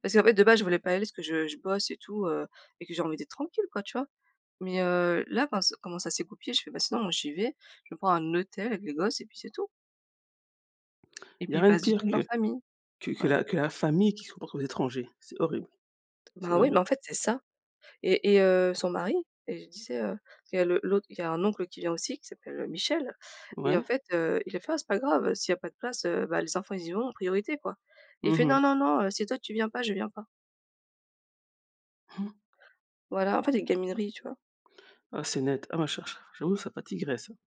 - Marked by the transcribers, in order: stressed: "tranquille"; tapping; gasp
- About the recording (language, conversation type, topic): French, unstructured, Comment décrirais-tu ta relation avec ta famille ?